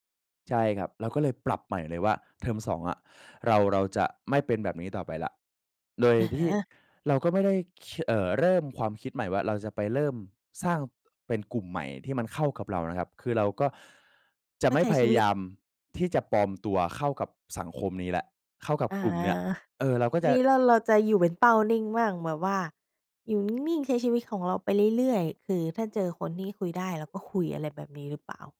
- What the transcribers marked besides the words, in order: tapping
- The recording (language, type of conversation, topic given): Thai, podcast, เคยรู้สึกว่าต้องปลอมตัวเพื่อให้เข้ากับคนอื่นไหม?